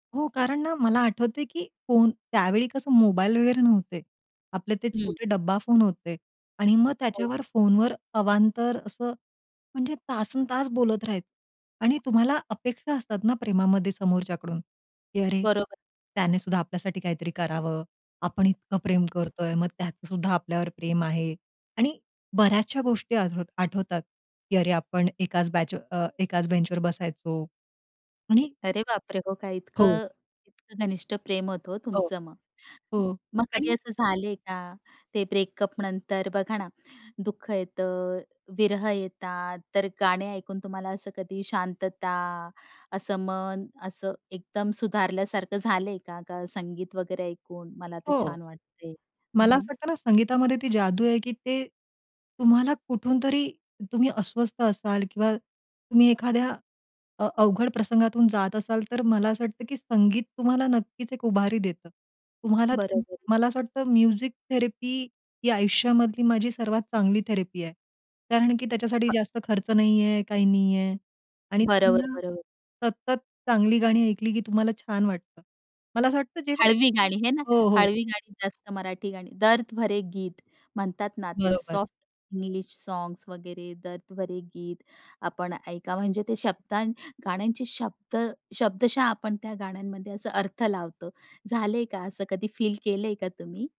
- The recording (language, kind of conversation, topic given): Marathi, podcast, ब्रेकअपनंतर संगीत ऐकण्याच्या तुमच्या सवयींमध्ये किती आणि कसा बदल झाला?
- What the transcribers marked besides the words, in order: tapping; other background noise; in English: "ब्रेकअप"; in English: "म्युझिक थेरपी"; in English: "थेरपी"; in Hindi: "दर्द भरे गीत!"; in Hindi: "दर्द भरे गीत"